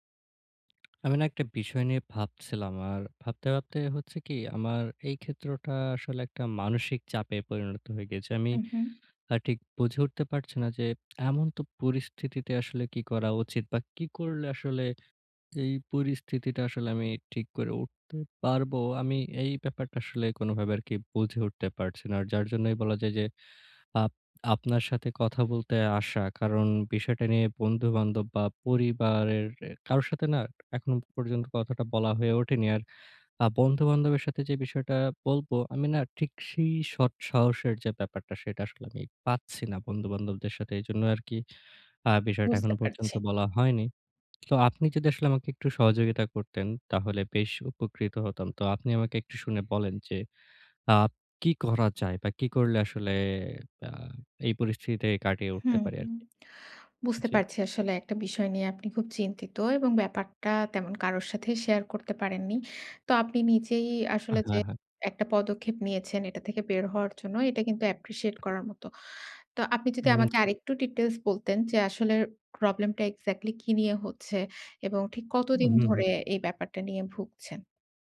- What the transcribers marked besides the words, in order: tapping; sigh; other background noise
- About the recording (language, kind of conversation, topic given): Bengali, advice, আপনি প্রতিদিনের ছোট কাজগুলোকে কীভাবে আরও অর্থবহ করতে পারেন?